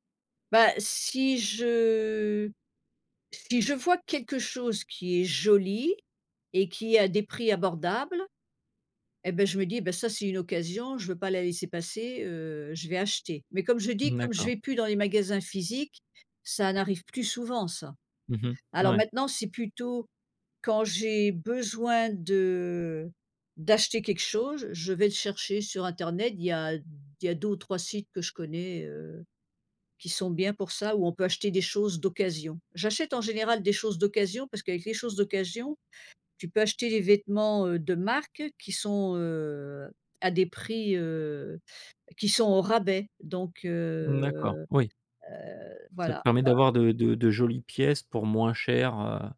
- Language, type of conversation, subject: French, podcast, Tu t’habilles plutôt pour toi ou pour les autres ?
- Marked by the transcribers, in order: none